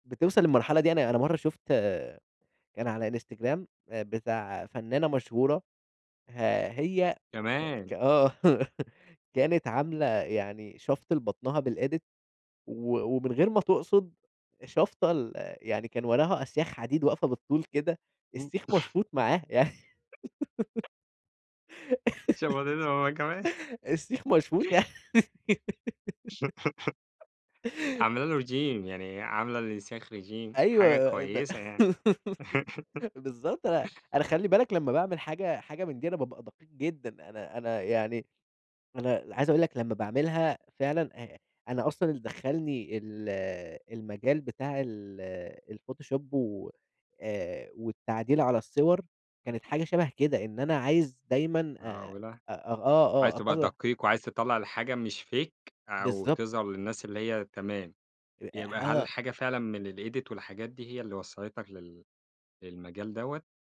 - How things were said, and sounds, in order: unintelligible speech; laugh; in English: "بالEdit"; giggle; chuckle; giggle; laughing while speaking: "السيخ مشفوط"; giggle; in English: "Regime"; in English: "Regime"; giggle; giggle; in English: "الPhotoshop"; in English: "Fake"; unintelligible speech; in English: "الEdit"
- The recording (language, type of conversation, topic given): Arabic, podcast, إيه رأيك في الفلاتر وتعديل الصور قبل ما تنزلها؟